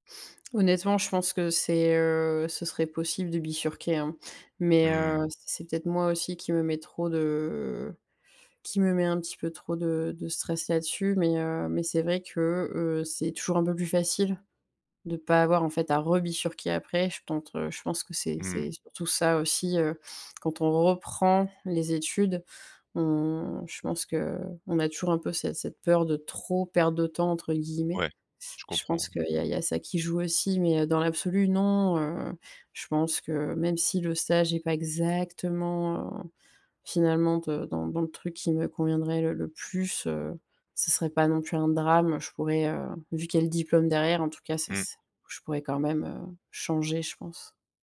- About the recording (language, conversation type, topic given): French, advice, Comment la procrastination vous empêche-t-elle d’avancer vers votre but ?
- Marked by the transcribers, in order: "pense" said as "pentre"; stressed: "exactement"